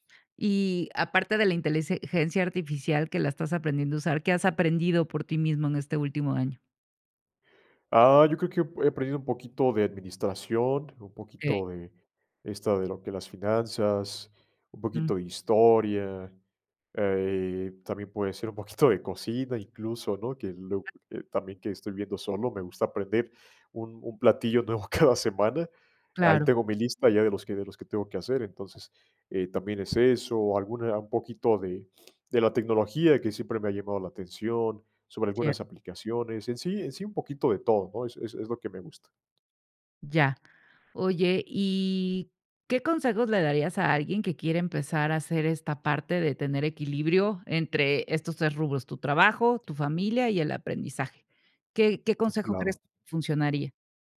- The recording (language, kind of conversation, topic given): Spanish, podcast, ¿Cómo combinas el trabajo, la familia y el aprendizaje personal?
- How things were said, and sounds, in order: other background noise; laughing while speaking: "cada semana"; tapping; sniff